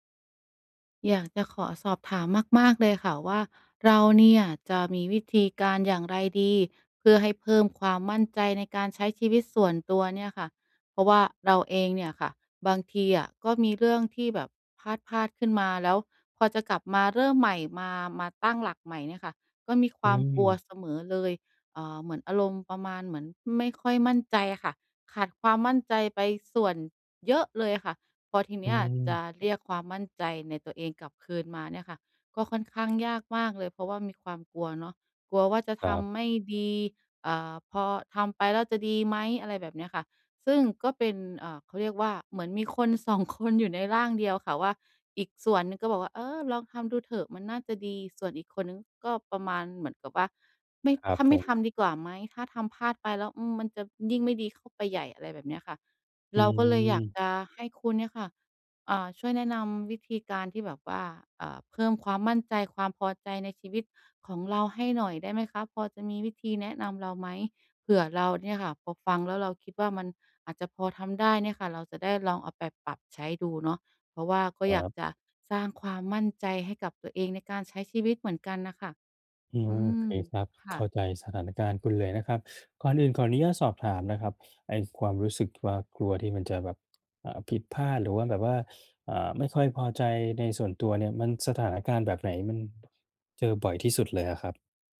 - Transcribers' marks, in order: tapping
- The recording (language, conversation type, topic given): Thai, advice, ฉันจะลดความรู้สึกกลัวว่าจะพลาดสิ่งต่าง ๆ (FOMO) ในชีวิตได้อย่างไร